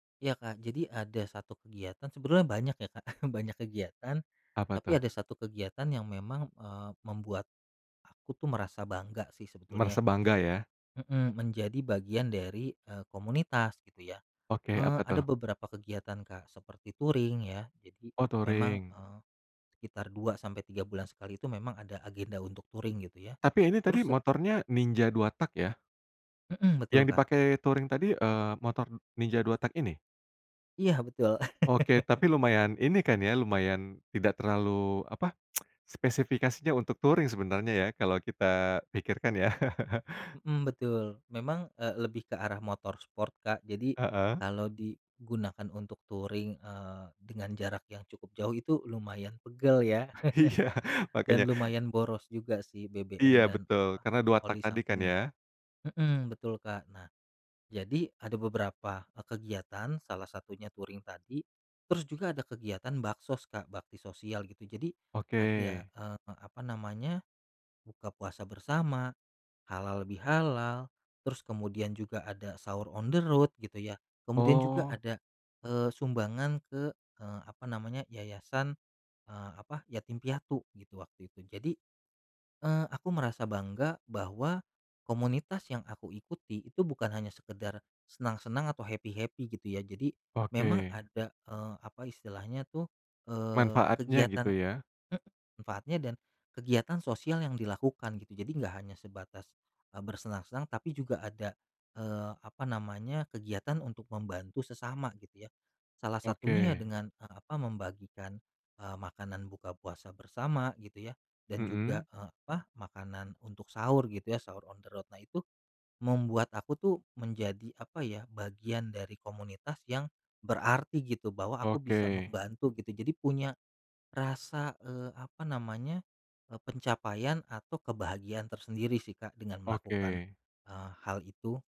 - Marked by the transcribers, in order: chuckle; in English: "touring"; in English: "touring"; in English: "touring"; in English: "touring"; laugh; tsk; in English: "touring"; laugh; in English: "touring"; laughing while speaking: "Iya"; chuckle; in English: "touring"; in English: "on the road"; in English: "happy happy"; in English: "on the road"
- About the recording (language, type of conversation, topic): Indonesian, podcast, Kapan terakhir kali kamu merasa bangga menjadi bagian dari suatu komunitas?